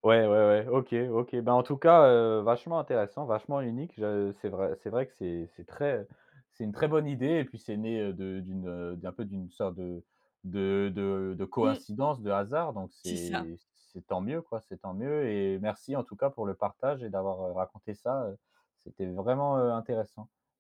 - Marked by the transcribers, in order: stressed: "coïncidence"
- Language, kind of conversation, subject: French, podcast, Peux-tu raconter une tradition familiale liée au partage des repas ?
- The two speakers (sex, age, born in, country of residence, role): female, 35-39, France, France, guest; male, 25-29, France, France, host